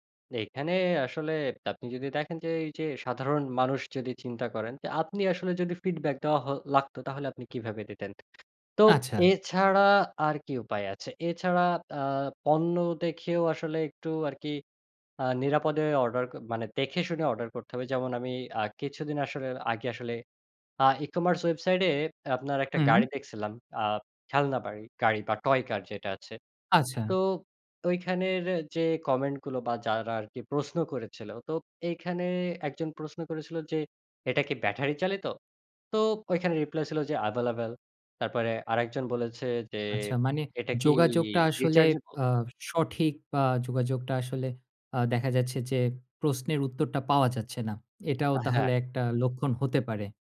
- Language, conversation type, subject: Bengali, podcast, আপনি ডিজিটাল পেমেন্ট নিরাপদ রাখতে কী কী করেন?
- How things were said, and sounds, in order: in English: "feedback"; other background noise; "ওয়েবসাইট" said as "ওয়েবসাইড"; in English: "available"; in English: "rechargeable"